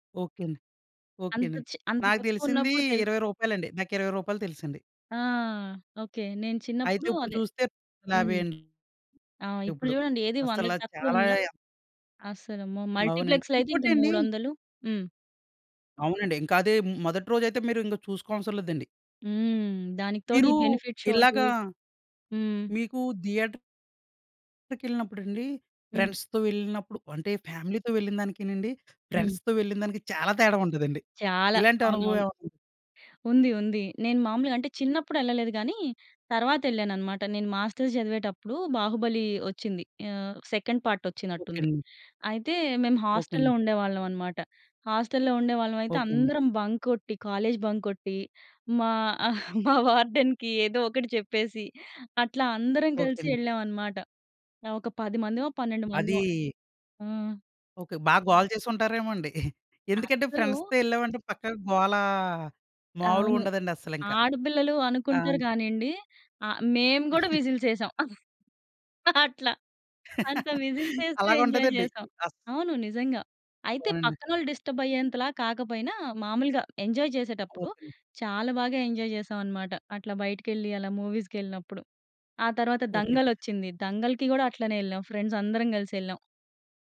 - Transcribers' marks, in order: in English: "మల్టీప్లెక్స్‌లో"; in English: "బెనిఫిట్"; in English: "ఫ్రెండ్స్‌తో"; in English: "ఫ్యామిలీతో"; in English: "ఫ్రెండ్స్‌తో"; in English: "మాస్టర్స్"; in English: "సెకండ్"; in English: "బంక్"; in English: "బంక్"; laughing while speaking: "మా వార్డెన్‍కి ఏదో ఒకటి"; in English: "వార్డెన్‍కి"; giggle; in English: "ఫ్రెండ్స్‌తో"; in English: "విజిల్స్"; giggle; laughing while speaking: "అట్ల"; in English: "విజిల్స్"; in English: "ఎంజాయ్"; laugh; in English: "డిస్టర్బ్"; in English: "ఎంజాయ్"; in English: "ఎంజాయ్"; other background noise; in English: "ఫ్రెండ్స్"
- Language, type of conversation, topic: Telugu, podcast, మీ మొదటి సినిమా థియేటర్ అనుభవం ఎలా ఉండేది?